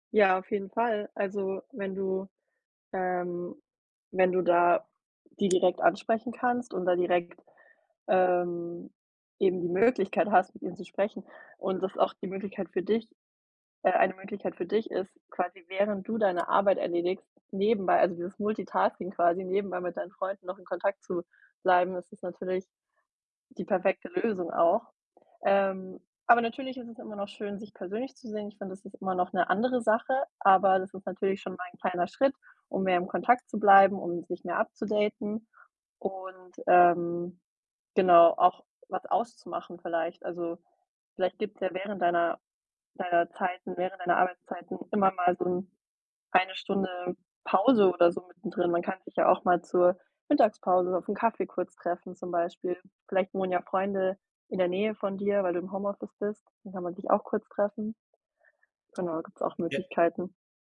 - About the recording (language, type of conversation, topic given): German, advice, Hast du das Gefühl, dass dein soziales Leben oder deine Beziehungen unter deiner Arbeit leiden?
- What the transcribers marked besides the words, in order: other background noise